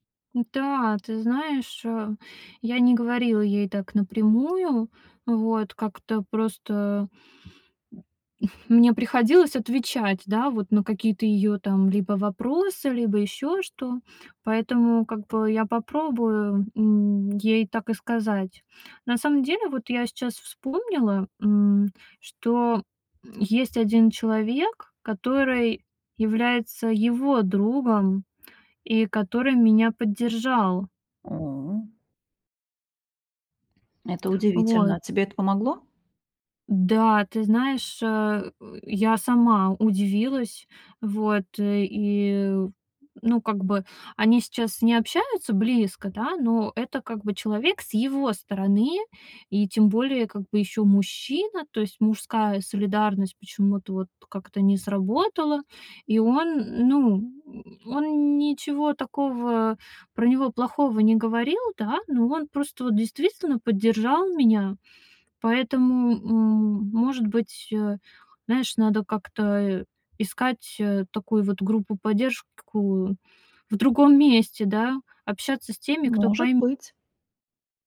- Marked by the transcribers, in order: tapping
- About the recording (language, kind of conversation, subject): Russian, advice, Как справиться с болью из‑за общих друзей, которые поддерживают моего бывшего?